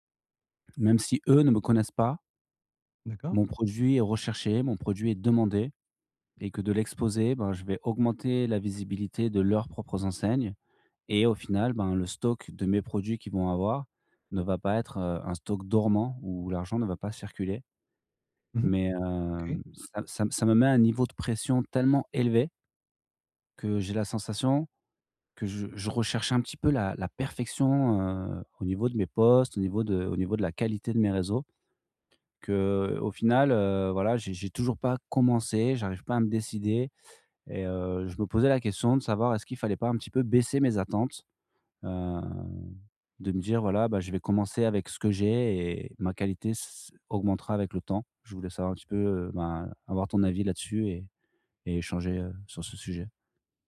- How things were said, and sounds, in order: other background noise; stressed: "eux"; stressed: "demandé"; stressed: "perfection"; stressed: "baisser"; drawn out: "heu"
- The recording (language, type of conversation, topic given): French, advice, Comment puis-je réduire mes attentes pour avancer dans mes projets créatifs ?